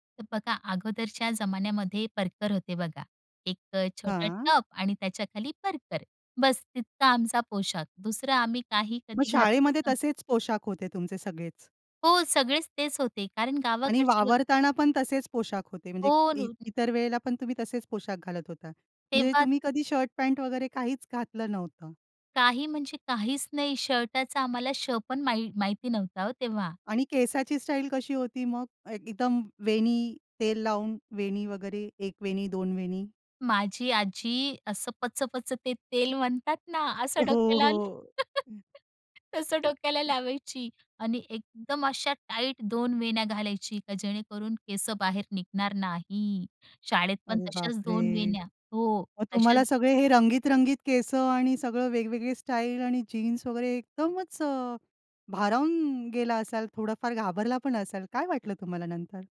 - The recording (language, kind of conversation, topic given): Marathi, podcast, तुमची वैयक्तिक शैली गेल्या काही वर्षांत कशी बदलली?
- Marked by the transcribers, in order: other background noise; unintelligible speech; laughing while speaking: "असं डोक्याला तसं डोक्याला लावायची"; tapping; other noise